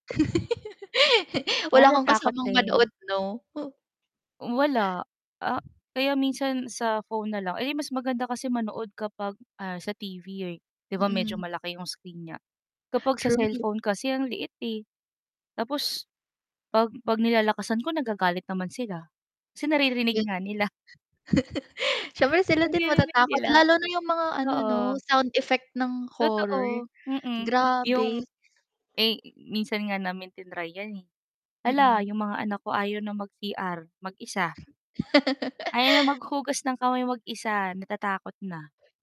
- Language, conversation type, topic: Filipino, unstructured, Ano ang hilig mong gawin kapag may libreng oras ka?
- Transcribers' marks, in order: laugh; wind; static; mechanical hum; other background noise; chuckle; tapping; chuckle